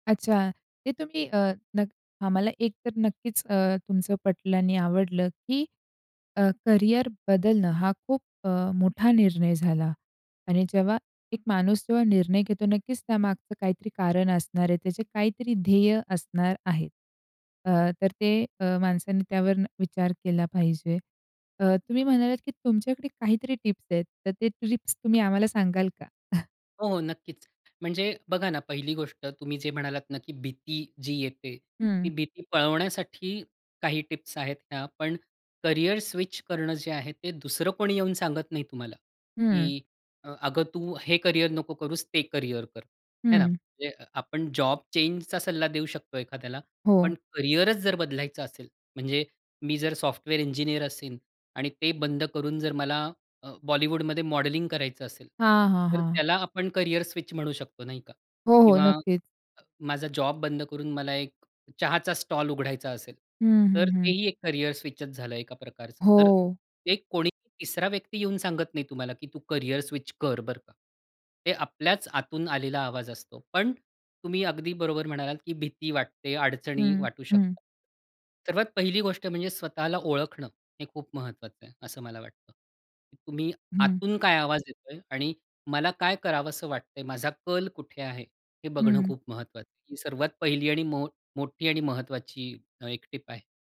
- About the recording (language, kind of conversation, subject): Marathi, podcast, करिअर बदलायचं असलेल्या व्यक्तीला तुम्ही काय सल्ला द्याल?
- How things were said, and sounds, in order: chuckle; tapping; in English: "चेंजचा"